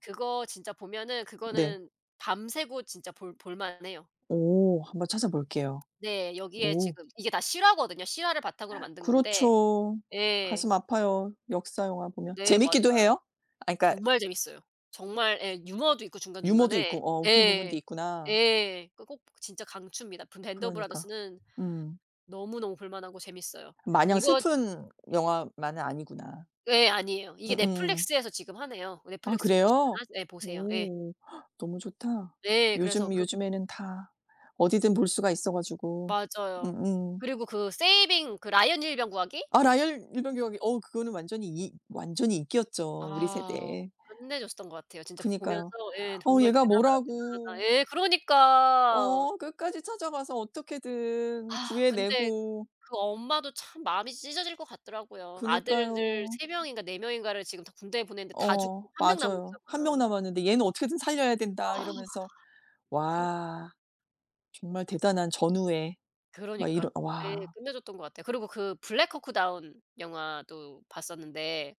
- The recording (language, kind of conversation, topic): Korean, unstructured, 역사 영화나 드라마 중에서 가장 인상 깊었던 작품은 무엇인가요?
- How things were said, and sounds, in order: other background noise; gasp; tapping; gasp; in English: "saving"; exhale; exhale